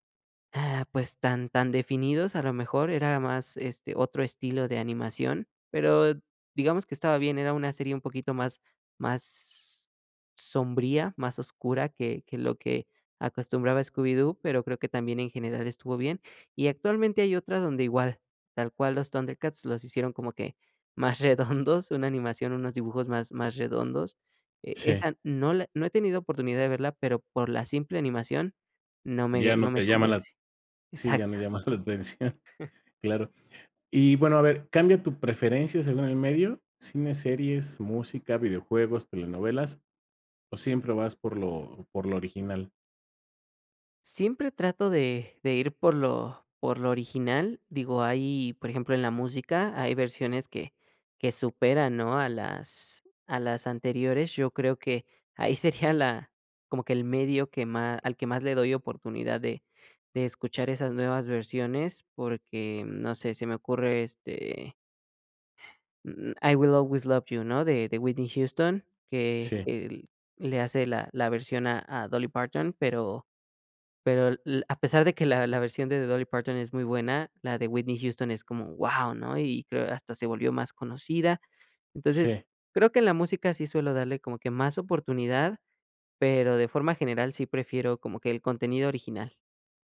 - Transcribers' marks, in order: chuckle; chuckle; chuckle
- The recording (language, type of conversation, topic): Spanish, podcast, ¿Te gustan más los remakes o las historias originales?